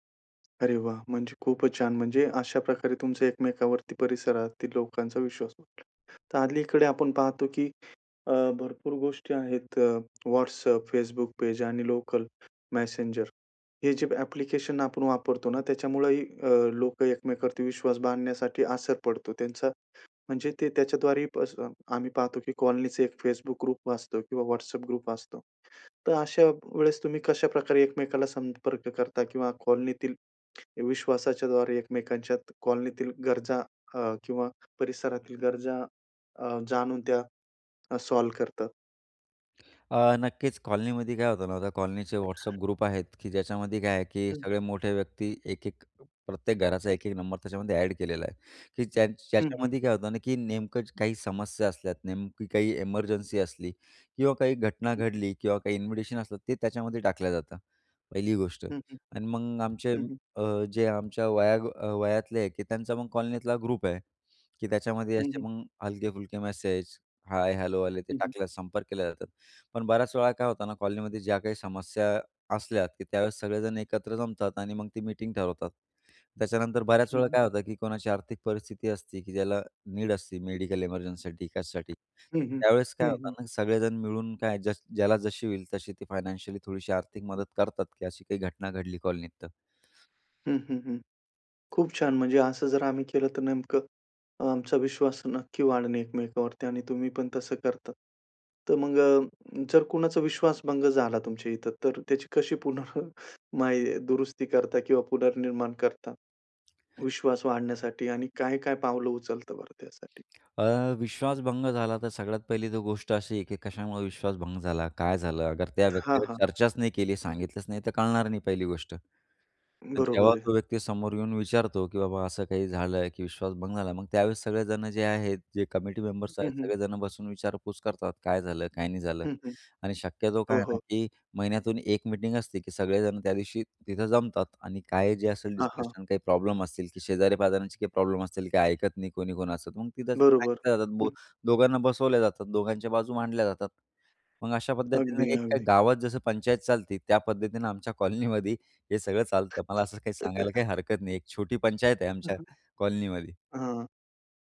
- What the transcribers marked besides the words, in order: other background noise; in English: "लोकल मेसेंजर"; unintelligible speech; tapping; in English: "ग्रुप"; in English: "ग्रुप"; other noise; in English: "ग्रुप"; in English: "ग्रुप"; laughing while speaking: "पुन्हा"; "काय" said as "माय"; chuckle
- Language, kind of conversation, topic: Marathi, podcast, आपल्या परिसरात एकमेकांवरील विश्वास कसा वाढवता येईल?